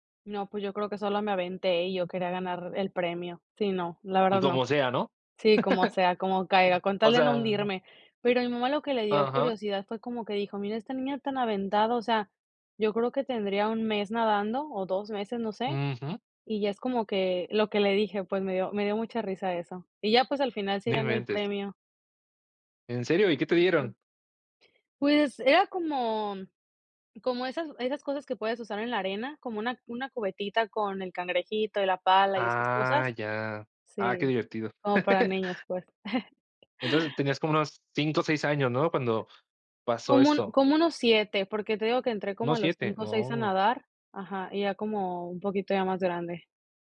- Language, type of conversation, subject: Spanish, podcast, ¿Qué te apasiona hacer en tu tiempo libre?
- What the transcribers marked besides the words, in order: chuckle; other noise; chuckle